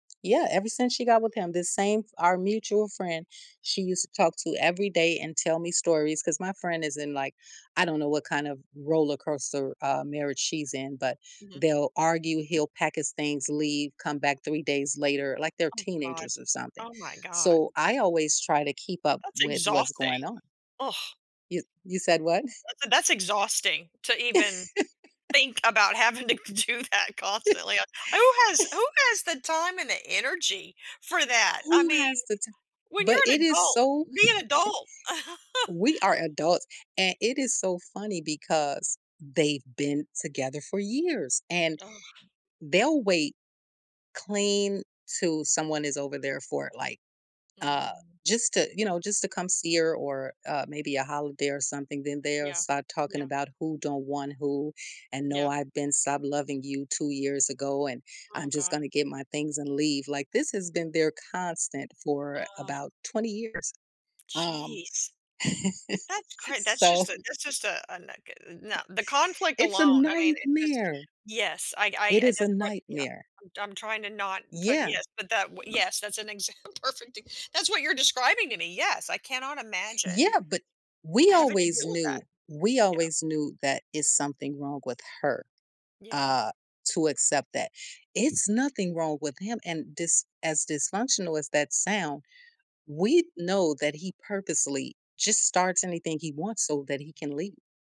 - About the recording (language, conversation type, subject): English, unstructured, What qualities do you think help people build lasting relationships?
- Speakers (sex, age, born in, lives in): female, 50-54, United States, United States; female, 55-59, United States, United States
- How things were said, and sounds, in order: tapping; laugh; laughing while speaking: "having to do that constantly"; chuckle; chuckle; other background noise; laughing while speaking: "examp perfect e"